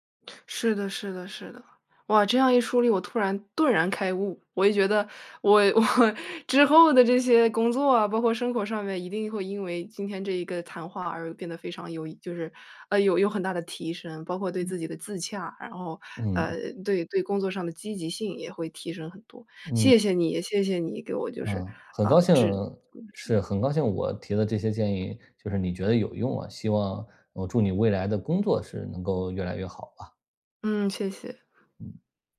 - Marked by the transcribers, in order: laughing while speaking: "我"; unintelligible speech; other background noise
- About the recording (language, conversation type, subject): Chinese, advice, 我总是只盯着终点、忽视每一点进步，该怎么办？